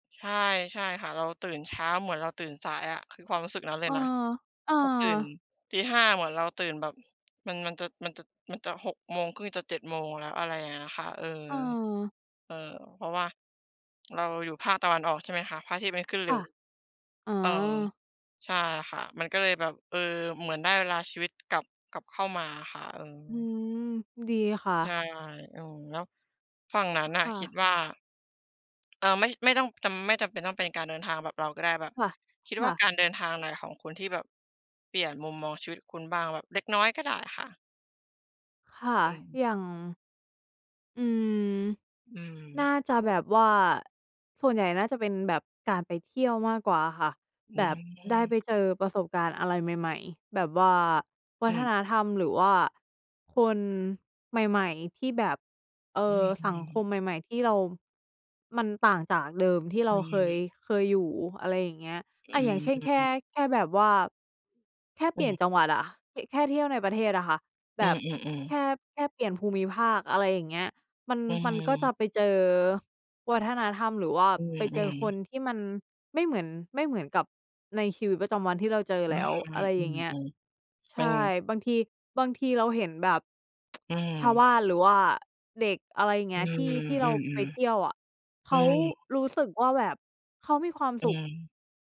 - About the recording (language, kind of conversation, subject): Thai, unstructured, การเดินทางเปลี่ยนมุมมองต่อชีวิตของคุณอย่างไร?
- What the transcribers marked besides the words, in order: tapping; other background noise; tsk